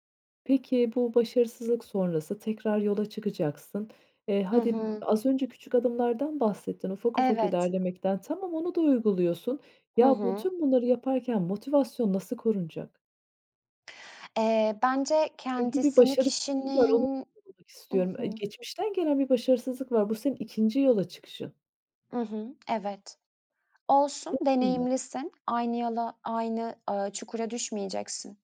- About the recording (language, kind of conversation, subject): Turkish, podcast, Başarısızlıktan sonra yeniden denemek için ne gerekir?
- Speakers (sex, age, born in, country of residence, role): female, 35-39, Turkey, Greece, guest; female, 35-39, Turkey, Ireland, host
- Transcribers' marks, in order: tapping; other background noise; unintelligible speech